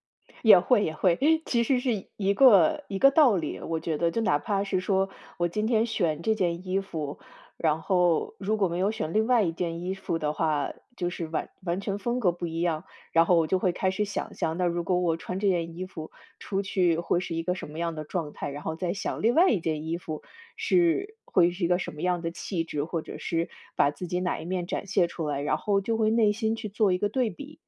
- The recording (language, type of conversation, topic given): Chinese, podcast, 你有什么办法能帮自己更快下决心、不再犹豫吗？
- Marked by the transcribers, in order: other background noise